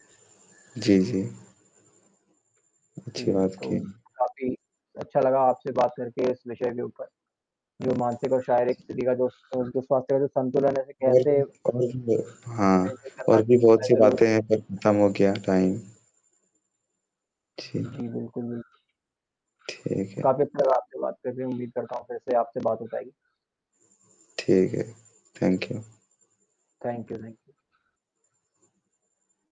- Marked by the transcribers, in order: other background noise; static; distorted speech; in English: "ट्रीट"; tapping; in English: "टाइम"; in English: "थैंक यू"; in English: "थैंक यू, थैंक यू"
- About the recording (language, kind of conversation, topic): Hindi, unstructured, आप अपनी सेहत का ख्याल कैसे रखते हैं?